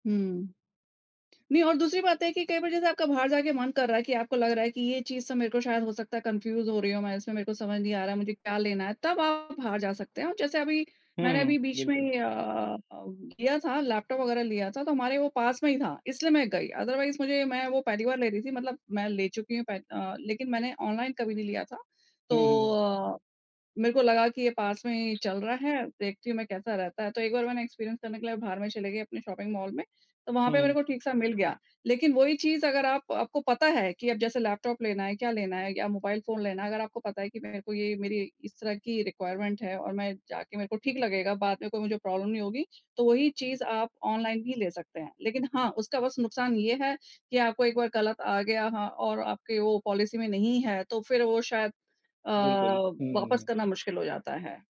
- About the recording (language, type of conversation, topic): Hindi, unstructured, आप ऑनलाइन खरीदारी करना पसंद करेंगे या बाज़ार जाकर खरीदारी करना पसंद करेंगे?
- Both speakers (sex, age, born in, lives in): female, 45-49, India, India; male, 40-44, India, India
- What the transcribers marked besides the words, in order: tapping; in English: "कन्फ्यूज़"; in English: "अदरवाइज़"; in English: "एक्सपीरियंस"; in English: "शॉपिंग"; in English: "रिक्वायरमेंट"; in English: "प्रॉब्लम"; in English: "पॉलिसी"